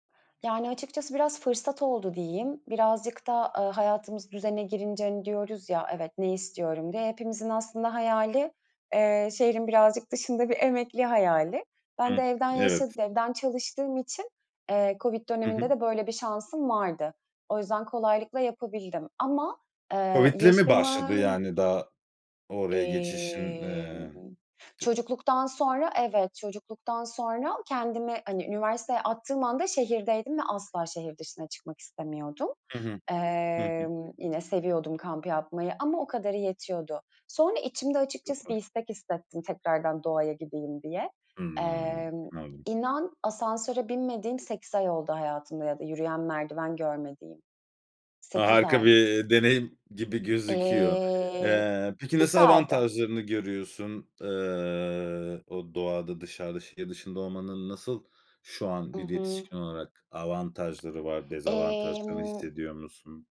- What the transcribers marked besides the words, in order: other background noise; unintelligible speech
- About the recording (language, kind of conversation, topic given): Turkish, podcast, Şehirde doğayla bağ kurmanın pratik yolları nelerdir?